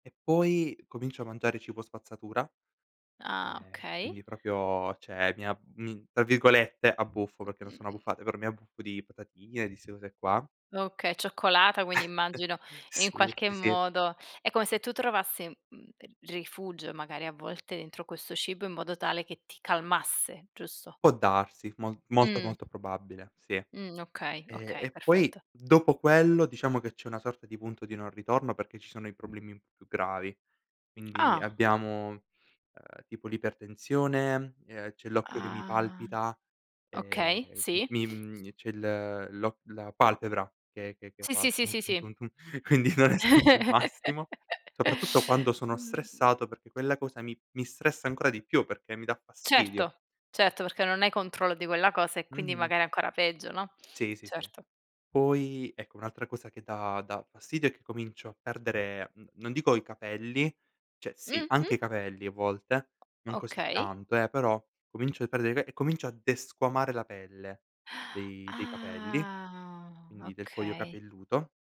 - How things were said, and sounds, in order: "proprio" said as "propio"; "cioè" said as "ceh"; other noise; other background noise; chuckle; "sì" said as "ì"; drawn out: "Ah"; laughing while speaking: "quindi non è stato"; chuckle; "cioè" said as "ceh"; gasp; drawn out: "Ah"
- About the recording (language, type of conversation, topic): Italian, podcast, Quali segnali il tuo corpo ti manda quando sei stressato?